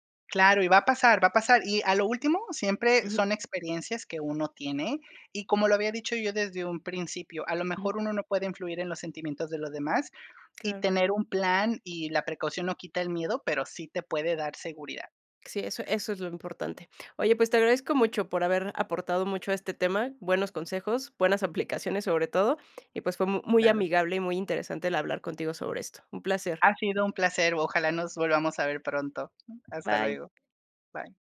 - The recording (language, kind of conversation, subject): Spanish, podcast, ¿Qué consejo le darías a alguien que duda en viajar solo?
- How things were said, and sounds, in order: laughing while speaking: "aplicaciones"; other background noise